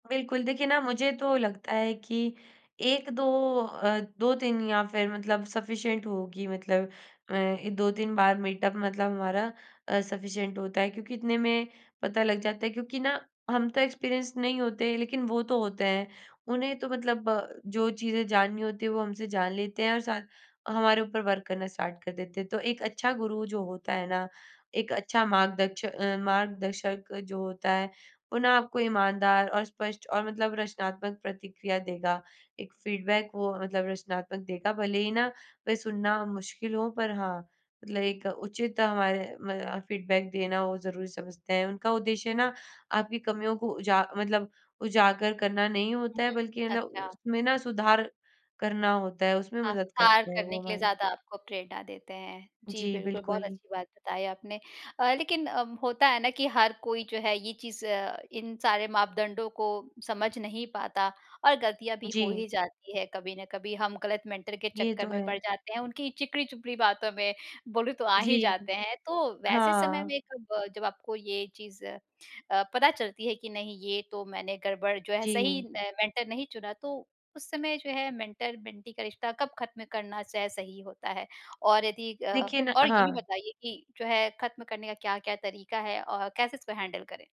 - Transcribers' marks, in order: in English: "सफीशिएंट"; in English: "मीटअप"; in English: "सफीशिएंट"; in English: "एक्सपेरिएंस्ड"; in English: "वर्क"; in English: "स्टार्ट"; in English: "फीडबैक"; in English: "फीडबैक"; in English: "मेंटर"; in English: "मेंटर"; in English: "मेंटर मेंटी"; tapping; in English: "हैंडल"
- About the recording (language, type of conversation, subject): Hindi, podcast, अच्छा मेंटर चुनते समय आप किन बातों को ध्यान में रखते हैं?